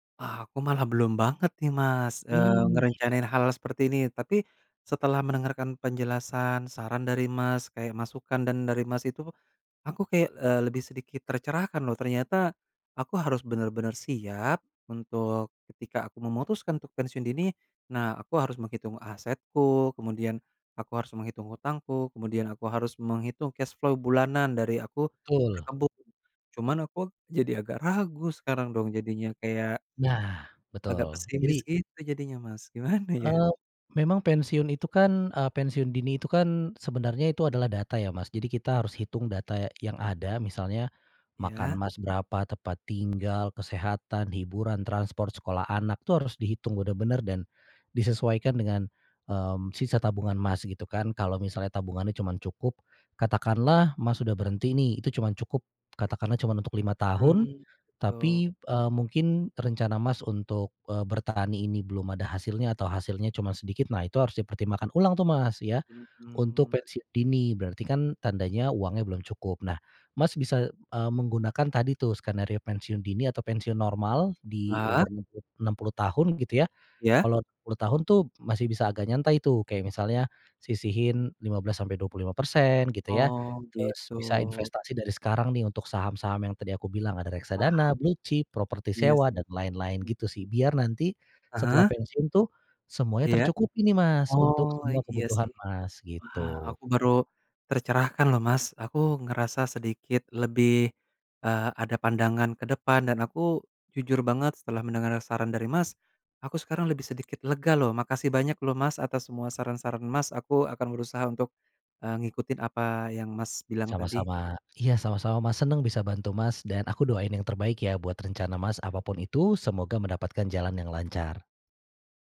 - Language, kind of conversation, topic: Indonesian, advice, Apakah saya sebaiknya pensiun dini atau tetap bekerja lebih lama?
- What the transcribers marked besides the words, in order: in English: "cash flow"; other background noise; laughing while speaking: "gimana ya?"; in English: "blue chip"; tapping